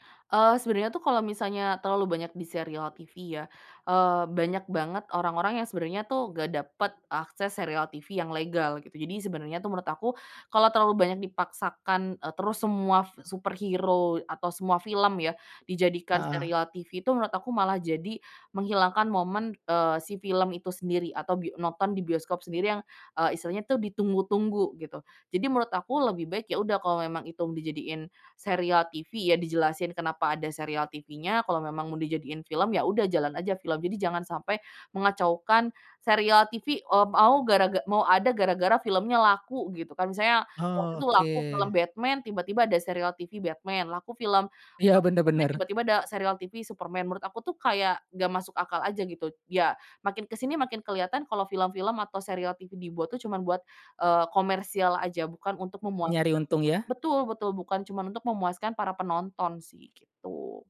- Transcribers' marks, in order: in English: "superhero"
- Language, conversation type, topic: Indonesian, podcast, Mengapa banyak acara televisi dibuat ulang atau dimulai ulang?